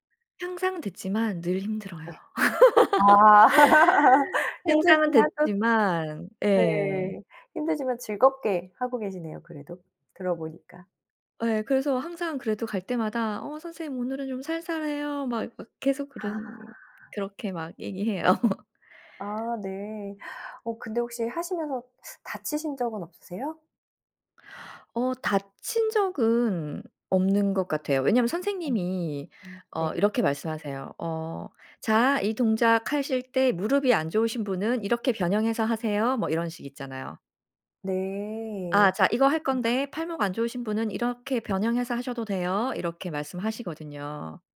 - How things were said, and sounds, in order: laugh; laugh
- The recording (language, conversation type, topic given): Korean, podcast, 규칙적인 운동 루틴은 어떻게 만드세요?